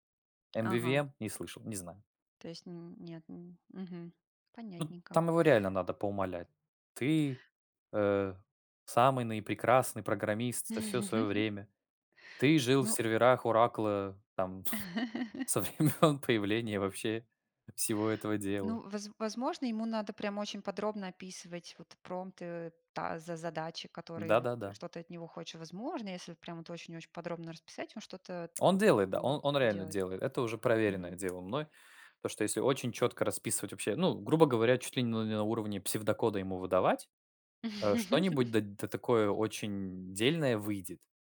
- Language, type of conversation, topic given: Russian, unstructured, Как технологии изменили ваш подход к обучению и саморазвитию?
- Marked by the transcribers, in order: tapping; in English: "Mvvm?"; laugh; laugh; chuckle; laughing while speaking: "со времен"; laugh